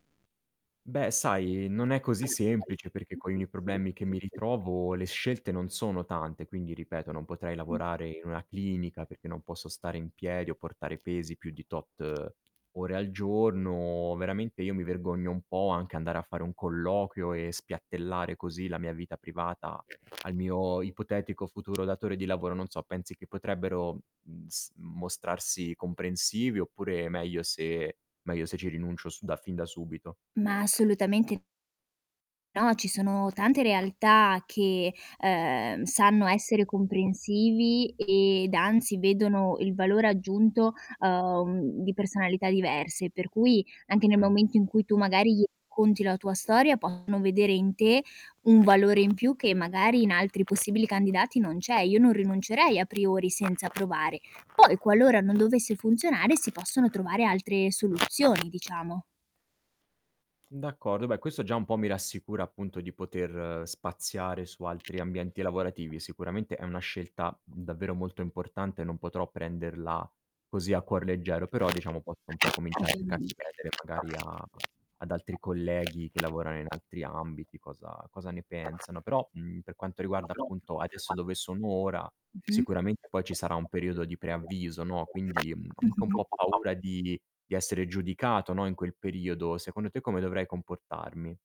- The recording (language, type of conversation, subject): Italian, advice, Come descriveresti la sensazione di non avere uno scopo nel tuo lavoro quotidiano?
- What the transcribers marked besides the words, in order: background speech; other background noise; tapping; static; distorted speech; mechanical hum